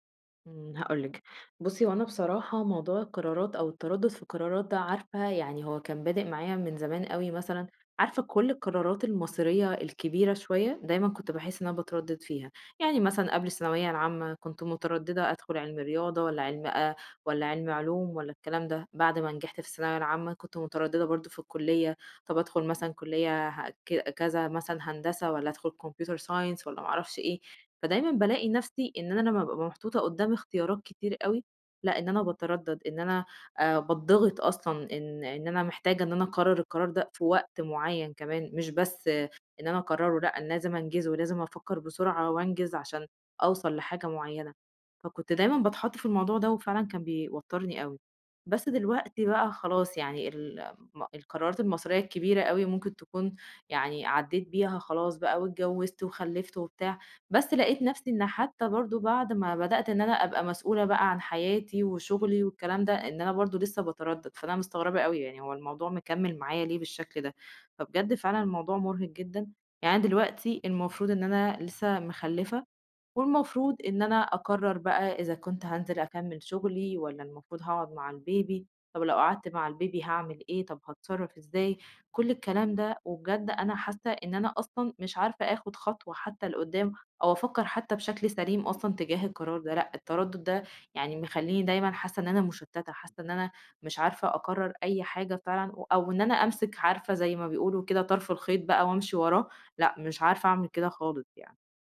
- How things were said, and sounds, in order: in English: "Computer science"; in English: "البيبي"; other background noise
- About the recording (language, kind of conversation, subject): Arabic, advice, إزاي أوقف التردد المستمر وأاخد قرارات واضحة لحياتي؟